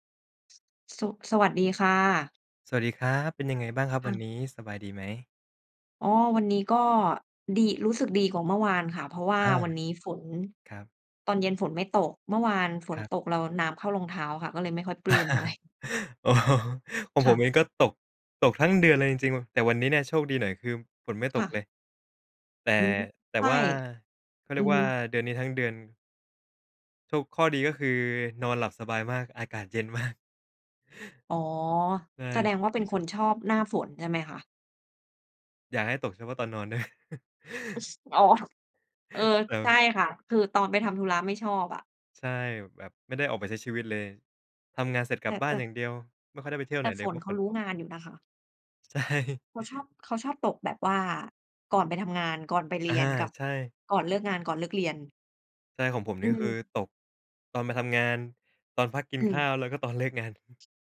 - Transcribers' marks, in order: chuckle; laughing while speaking: "อ๋อ"; laughing while speaking: "เนาะ"; chuckle; laughing while speaking: "ใช่"; chuckle
- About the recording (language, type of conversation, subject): Thai, unstructured, เงินมีความสำคัญกับชีวิตคุณอย่างไรบ้าง?